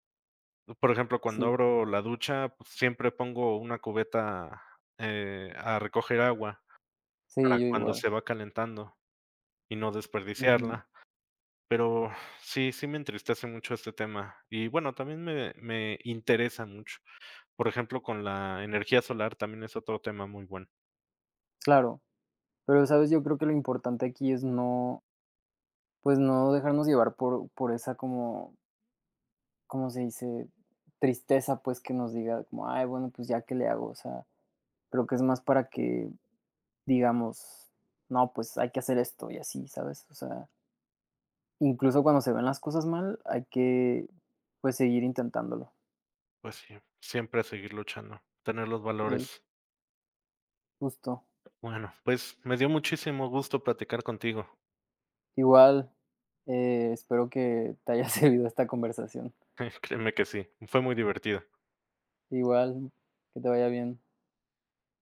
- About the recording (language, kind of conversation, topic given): Spanish, unstructured, ¿Por qué crees que es importante cuidar el medio ambiente?
- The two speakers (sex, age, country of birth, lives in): male, 25-29, Mexico, Mexico; male, 35-39, Mexico, Mexico
- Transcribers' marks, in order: other background noise; laughing while speaking: "servido"; chuckle